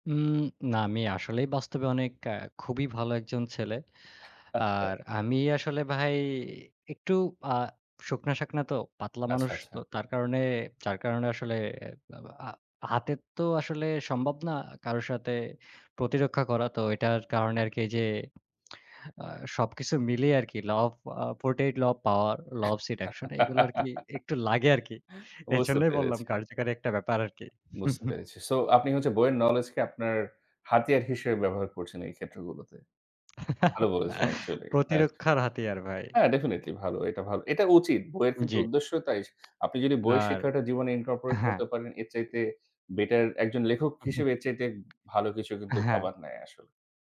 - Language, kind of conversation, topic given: Bengali, unstructured, তোমার মতে, মানব ইতিহাসের সবচেয়ে বড় আবিষ্কার কোনটি?
- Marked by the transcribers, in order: in English: "ল অফ আ ফর্টি এইট ল অফ পাওয়ার, ল অফ সেডাকশন"; laugh; in English: "সো"; in English: "নোলেজ"; laugh; in English: "অ্যাকচুয়ালি"; in English: "ডেফিনিটলি"; in English: "ইনকর্পোরেট"; in English: "বেটার"